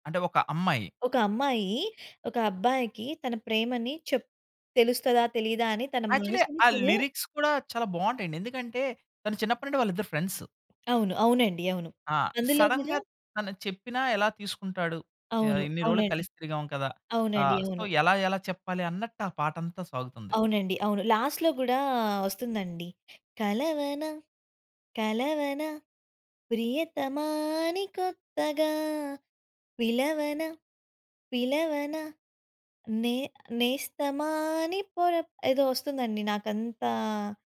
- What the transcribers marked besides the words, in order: in English: "యాక్చువల్లీ"; in English: "లిరిక్స్"; in English: "ఫ్రెండ్స్"; tapping; in English: "సడెన్‌గా"; in English: "సో"; in English: "లాస్ట్‌లో"; singing: "కలవన కలవన ప్రియతమా అని కొత్తగా, పిలవన పిలవన నే నేస్తమా అని పొర"
- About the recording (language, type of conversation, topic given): Telugu, podcast, పిల్లల వయసులో విన్న పాటలు ఇప్పటికీ మీ మనసును ఎలా తాకుతున్నాయి?